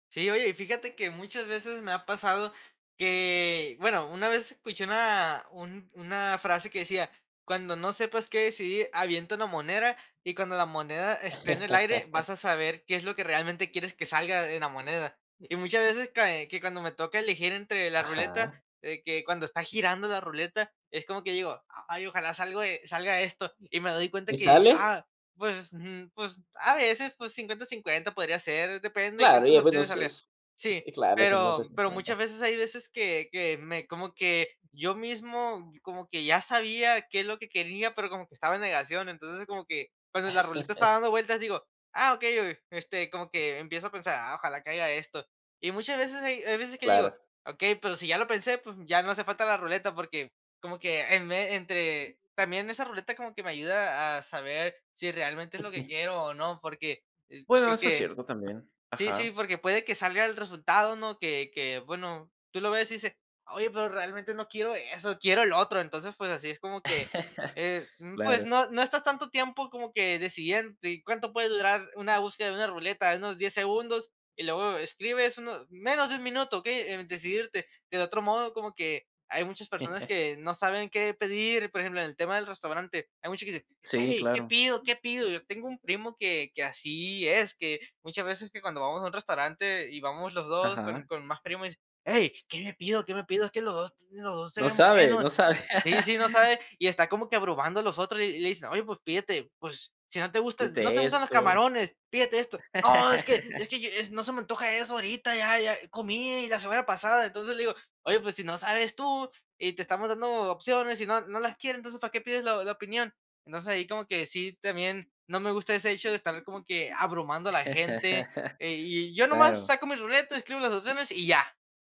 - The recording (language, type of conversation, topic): Spanish, podcast, ¿Cómo decides rápido cuando el tiempo apremia?
- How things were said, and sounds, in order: laugh; laugh; chuckle; laugh; chuckle; laugh; laugh; laugh